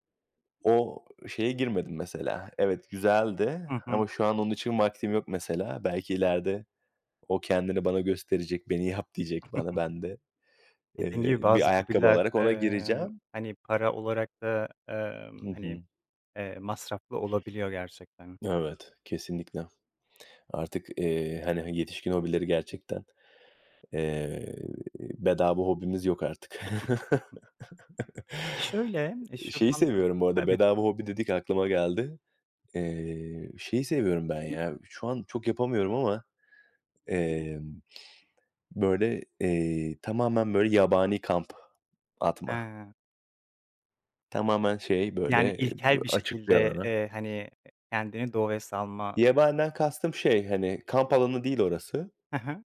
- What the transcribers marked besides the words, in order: chuckle; other background noise; chuckle; tapping; chuckle
- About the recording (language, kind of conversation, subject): Turkish, podcast, Yeni bir hobiye başlarken ilk adımın ne olur?